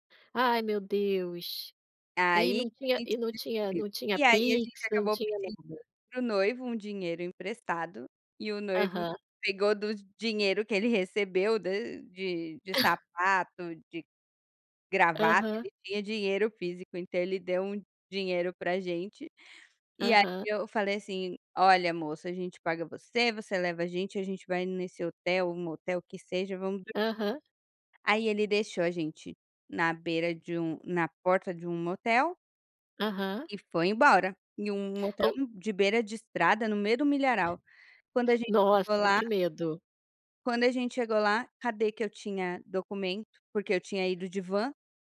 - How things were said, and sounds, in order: giggle; tapping; other background noise
- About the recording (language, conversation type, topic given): Portuguese, podcast, Você pode contar sobre uma festa ou celebração inesquecível?